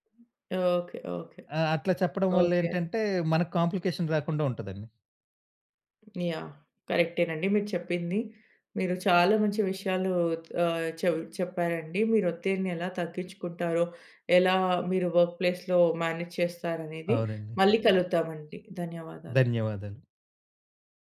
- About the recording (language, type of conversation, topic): Telugu, podcast, ఒత్తిడిని మీరు ఎలా ఎదుర్కొంటారు?
- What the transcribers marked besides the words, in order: in English: "కాంప్లికేషన్"; in English: "వర్క్‌ప్లేస్‌లో మ్యానేజ్"